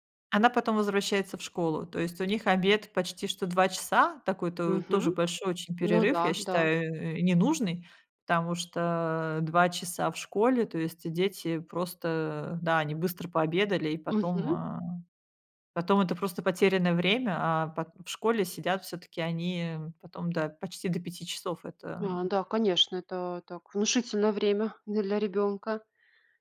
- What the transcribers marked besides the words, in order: none
- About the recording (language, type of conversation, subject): Russian, podcast, Как успевать работать и при этом быть рядом с детьми?